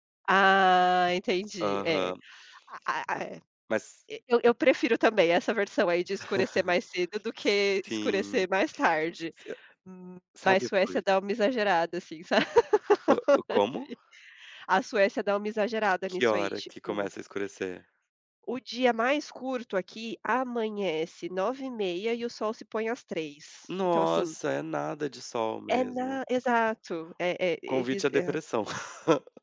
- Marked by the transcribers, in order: laugh; tapping; unintelligible speech; laugh; laugh
- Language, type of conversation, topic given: Portuguese, unstructured, Como você equilibra trabalho e lazer no seu dia?
- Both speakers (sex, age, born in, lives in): female, 30-34, Brazil, Sweden; male, 30-34, Brazil, Portugal